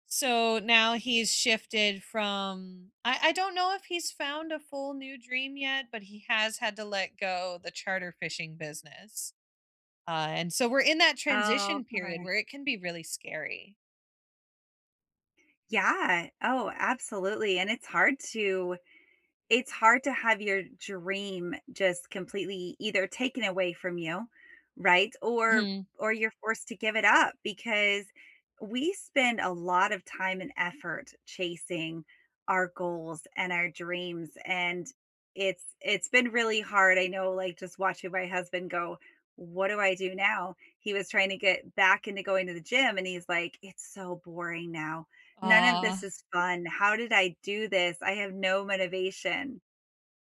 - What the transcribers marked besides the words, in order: tapping; other background noise
- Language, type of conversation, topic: English, unstructured, What dreams do you think are worth chasing no matter the cost?